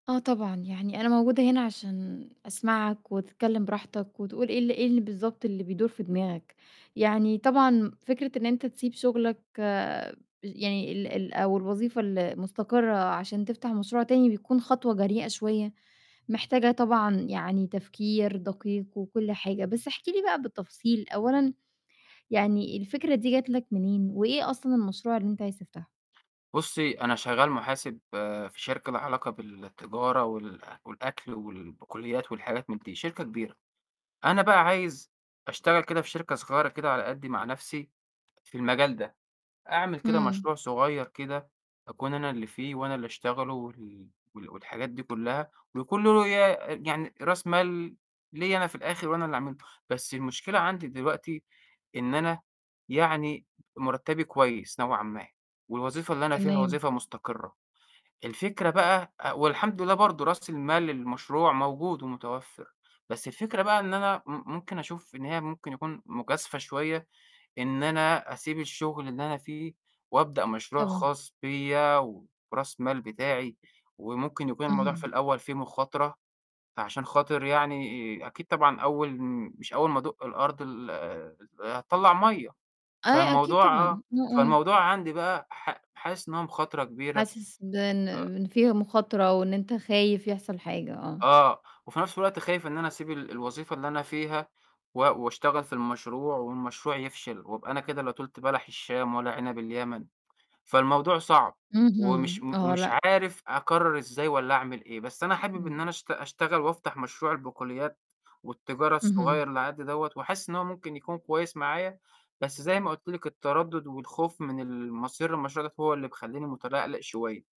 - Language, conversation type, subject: Arabic, advice, إزاي أقرر أسيب شغلانة مستقرة وأبدأ مشروع خاص بي؟
- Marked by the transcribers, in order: other background noise; tapping; distorted speech